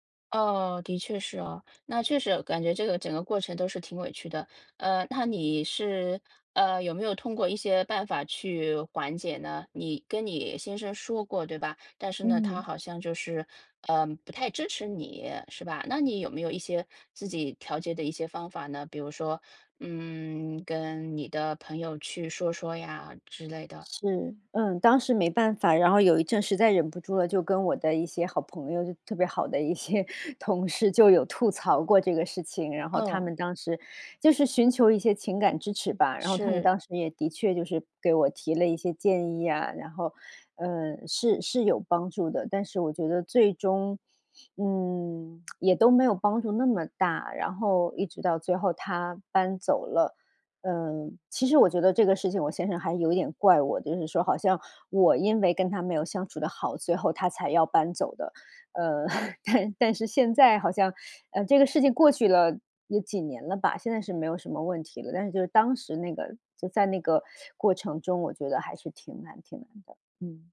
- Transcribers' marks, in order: other background noise; laughing while speaking: "一些同事就有"; lip smack; laughing while speaking: "但 但是现在"
- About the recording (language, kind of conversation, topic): Chinese, advice, 当家庭成员搬回家住而引发生活习惯冲突时，我该如何沟通并制定相处规则？